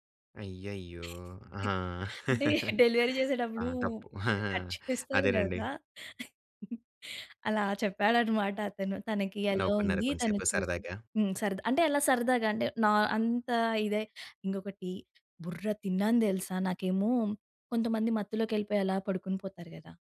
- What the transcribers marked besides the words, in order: laughing while speaking: "అంటే, డెలివరీ జేసేటప్పుడు కట్ చేస్తారు గదా! అలా చెప్పాడన్నమాట అతను"; in English: "డెలివరీ"; chuckle; in English: "కట్"; chuckle; in English: "అలో"
- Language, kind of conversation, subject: Telugu, podcast, నవజాత శిశువు పుట్టిన తరువాత కుటుంబాల్లో సాధారణంగా చేసే సంప్రదాయాలు ఏమిటి?